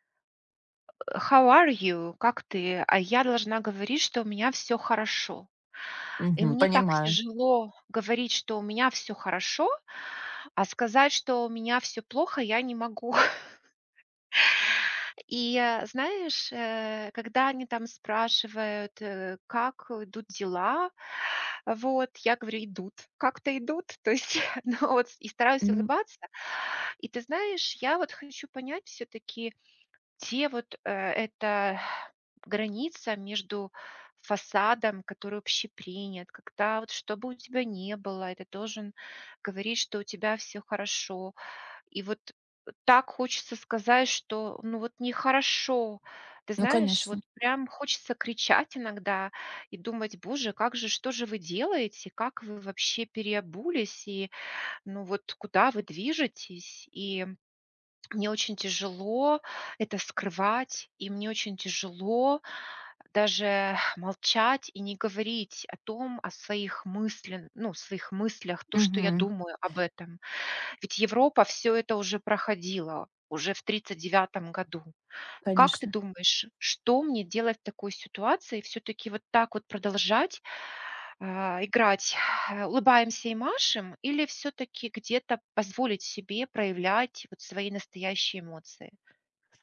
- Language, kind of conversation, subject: Russian, advice, Где проходит граница между внешним фасадом и моими настоящими чувствами?
- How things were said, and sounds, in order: put-on voice: "How are you?"; in English: "How are you?"; chuckle; chuckle